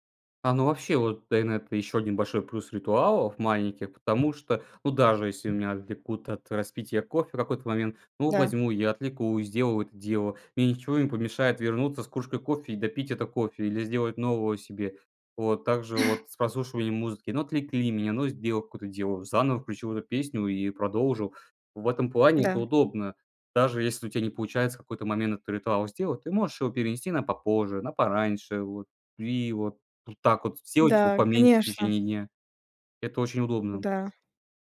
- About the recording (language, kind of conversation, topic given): Russian, podcast, Как маленькие ритуалы делают твой день лучше?
- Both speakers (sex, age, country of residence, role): female, 20-24, Estonia, host; male, 20-24, Estonia, guest
- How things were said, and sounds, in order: other background noise; chuckle; other noise